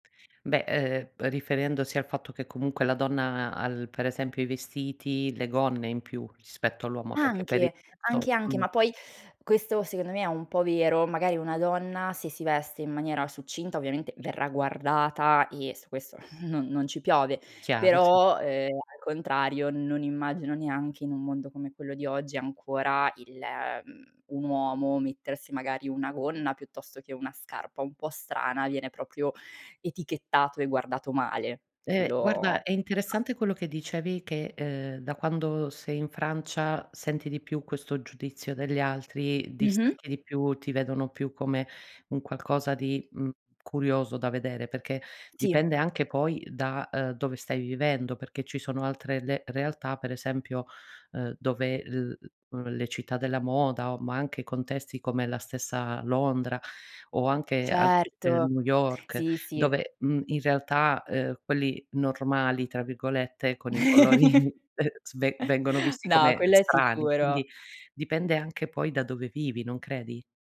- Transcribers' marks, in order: teeth sucking; sigh; "proprio" said as "propio"; other noise; chuckle; laughing while speaking: "colori"; chuckle
- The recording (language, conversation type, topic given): Italian, podcast, Come definiresti il tuo stile personale in poche parole?